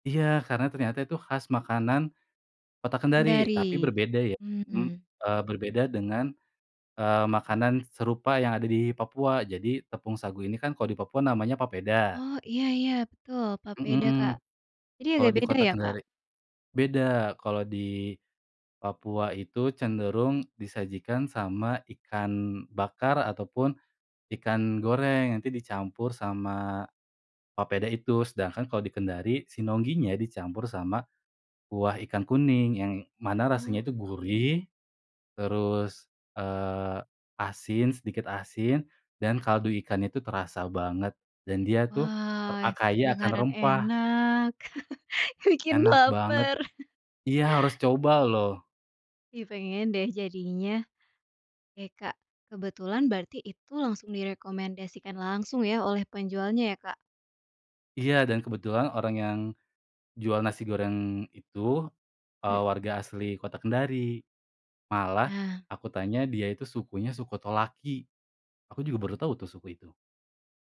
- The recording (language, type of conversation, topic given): Indonesian, podcast, Apa makanan paling enak yang pernah kamu coba saat bepergian?
- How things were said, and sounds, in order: chuckle; laughing while speaking: "Bikin laper"; chuckle